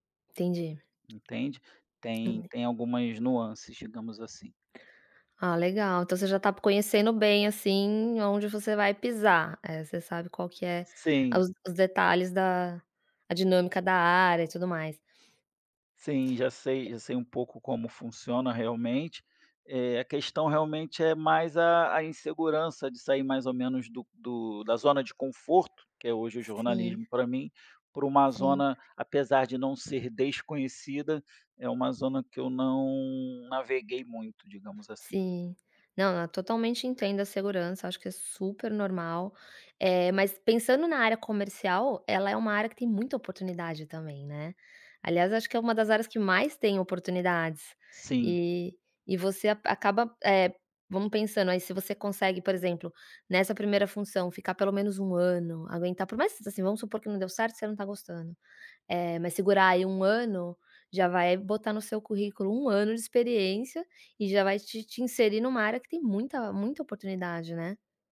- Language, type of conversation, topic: Portuguese, advice, Como posso lidar com o medo intenso de falhar ao assumir uma nova responsabilidade?
- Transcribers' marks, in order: tapping